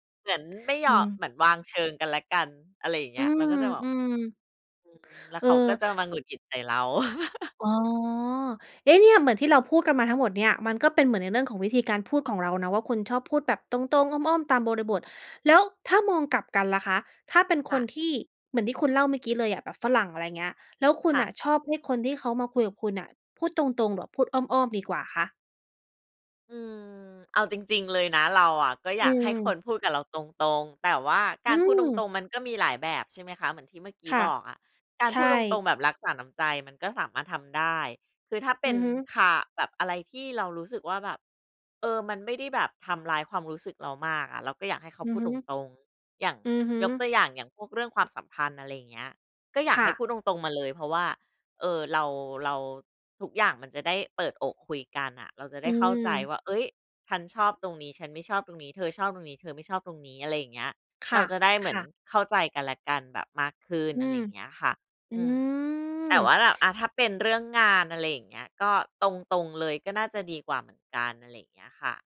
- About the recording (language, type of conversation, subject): Thai, podcast, เวลาถูกให้ข้อสังเกต คุณชอบให้คนพูดตรงๆ หรือพูดอ้อมๆ มากกว่ากัน?
- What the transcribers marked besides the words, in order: tapping; chuckle